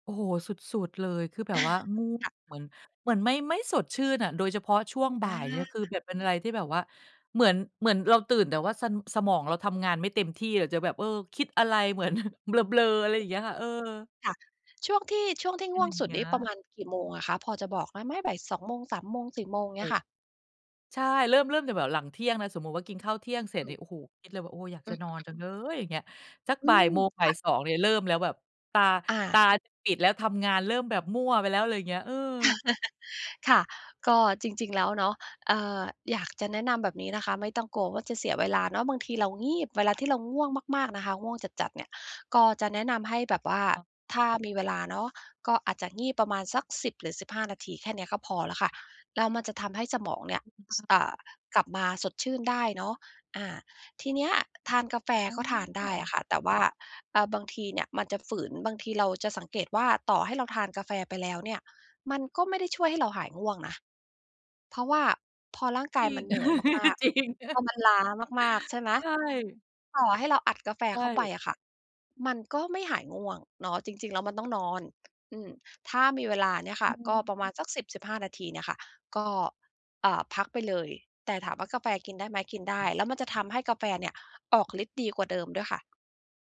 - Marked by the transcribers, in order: chuckle; other background noise; stressed: "เลย"; laugh; unintelligible speech; laugh; laughing while speaking: "จริง"
- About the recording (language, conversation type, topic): Thai, advice, คุณใช้กาแฟหรือเครื่องดื่มชูกำลังแทนการนอนบ่อยแค่ไหน?